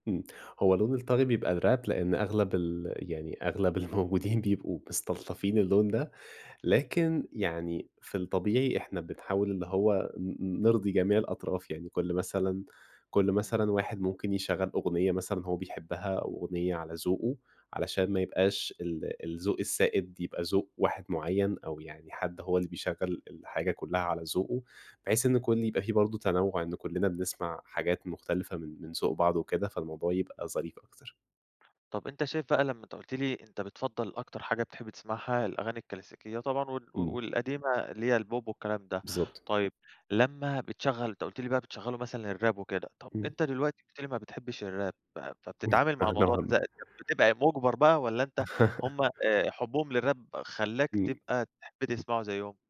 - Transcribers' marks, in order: in English: "الراب"; laughing while speaking: "الموجودين بيبقوا"; in English: "الكلاسيكية"; in English: "البوب"; in English: "الراب"; other noise; in English: "الراب"; unintelligible speech; chuckle; in English: "للراب"
- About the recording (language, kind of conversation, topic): Arabic, podcast, سؤال عن دور الأصحاب في تغيير التفضيلات الموسيقية